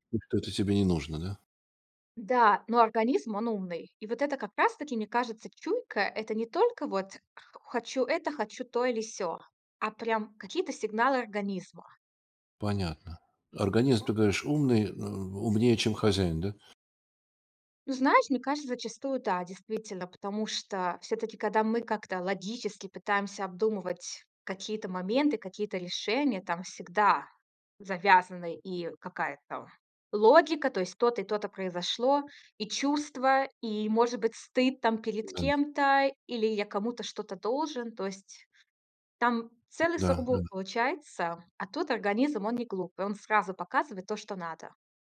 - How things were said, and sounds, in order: stressed: "всегда"
- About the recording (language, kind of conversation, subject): Russian, podcast, Как развить интуицию в повседневной жизни?